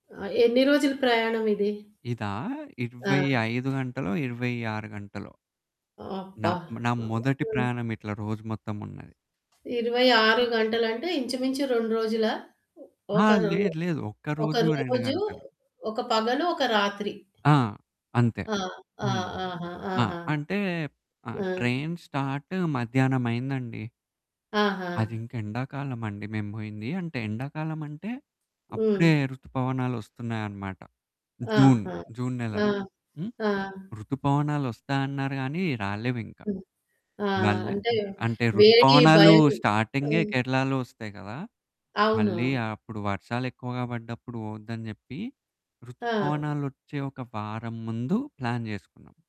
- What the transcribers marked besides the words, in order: static; other background noise; in English: "ట్రైన్ స్టార్ట్"; in English: "ప్లాన్"
- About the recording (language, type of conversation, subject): Telugu, podcast, మీరు ఎప్పుడైనా రైలులో పొడవైన ప్రయాణం చేసిన అనుభవాన్ని వివరించగలరా?